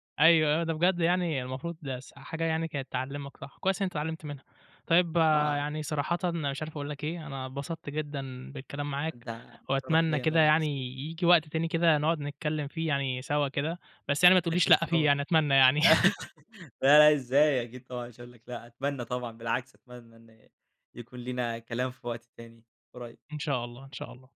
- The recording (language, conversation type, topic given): Arabic, podcast, إزاي أحط حدود وأعرف أقول لأ بسهولة؟
- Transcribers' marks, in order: unintelligible speech; giggle; chuckle; tapping